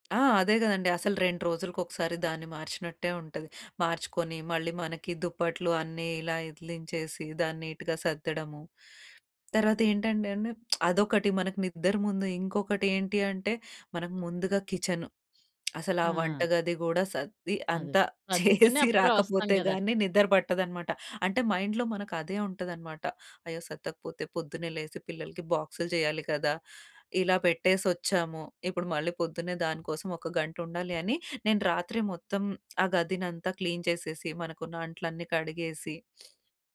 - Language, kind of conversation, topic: Telugu, podcast, నిద్రకు ముందు గది ఎలా ఉండాలని మీరు కోరుకుంటారు?
- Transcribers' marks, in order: lip smack; tapping; chuckle; in English: "మైండ్‌లో"; in English: "క్లీన్"; other background noise